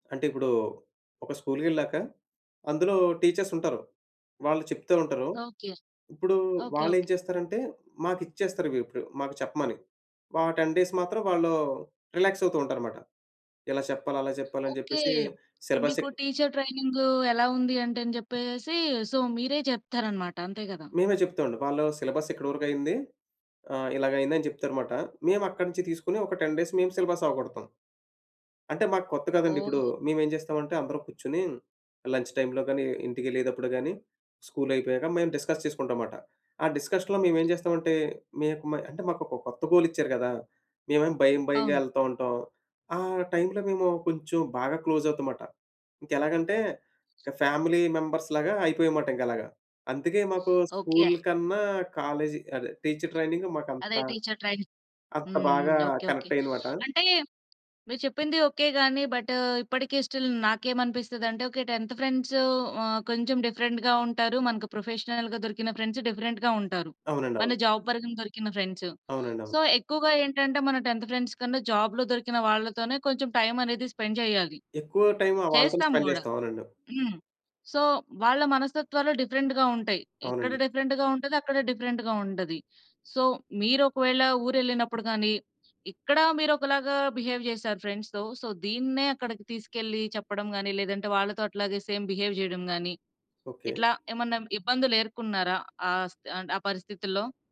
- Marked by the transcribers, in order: in English: "టెన్ డేస్"; in English: "సిలబస్"; in English: "సో"; in English: "సిలబస్"; in English: "టెన్ డేస్"; in English: "లంచ్ టైమ్‌లో"; in English: "డిస్కస్"; tapping; in English: "డిస్కషన్‌లో"; in English: "ఫ్యామిలీ మెంబర్స్‌లాగా"; other background noise; in English: "టీచర్ ట్రైనింగ్"; in English: "స్టిల్"; in English: "టెన్థ్ ఫ్రెండ్స్"; in English: "డిఫరెంట్‌గా"; in English: "ప్రొఫెషనల్‌గా"; in English: "ఫ్రెండ్స్ డిఫరెంట్‌గా"; in English: "జాబ్"; in English: "ఫ్రెండ్స్. సో"; in English: "టెన్థ్ ఫ్రెండ్స్"; in English: "జాబ్‌లో"; in English: "స్పెండ్"; in English: "స్పెండ్"; in English: "సో"; in English: "డిఫరెంట్‌గా"; in English: "డిఫరెంట్‌గా"; in English: "డిఫరెంట్‌గా"; in English: "సో"; in English: "బిహేవ్"; in English: "ఫ్రెండ్స్‌తో. సో"; in English: "సేమ్ బిహేవ్"
- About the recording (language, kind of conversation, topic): Telugu, podcast, పాత పరిచయాలతో మళ్లీ సంబంధాన్ని ఎలా పునరుద్ధరించుకుంటారు?